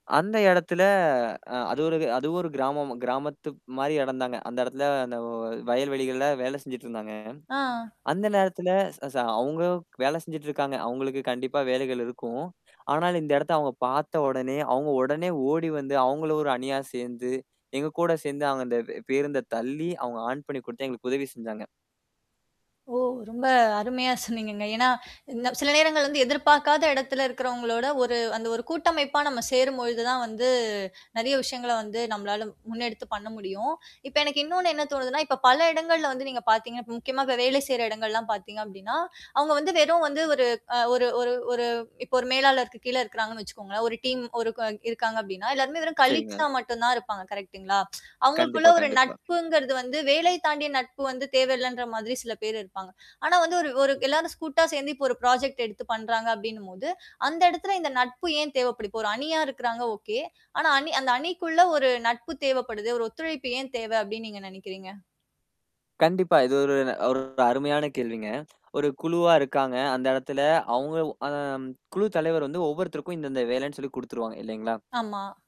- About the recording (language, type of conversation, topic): Tamil, podcast, ஒரு அணியில் நட்பு மற்றும் ஒத்துழைப்பு எப்படி வெளிப்படுகிறது?
- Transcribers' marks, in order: in English: "ஆன்"; in English: "டீம்"; in English: "கலீக்ஸ்"; in English: "கரெக்ட் ங்களா?"; other noise; lip smack; "கூட்டா" said as "ஸ்கூட்டா"; in English: "புராஜெக்ட்"; distorted speech